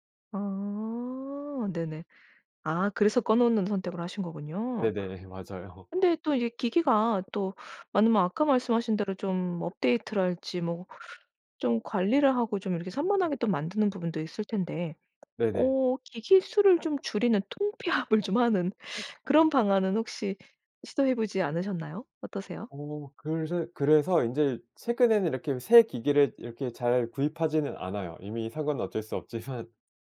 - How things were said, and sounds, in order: laughing while speaking: "맞아요"; other background noise; laughing while speaking: "통폐합을"; laughing while speaking: "없지만"
- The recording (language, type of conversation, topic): Korean, podcast, 디지털 기기로 인한 산만함을 어떻게 줄이시나요?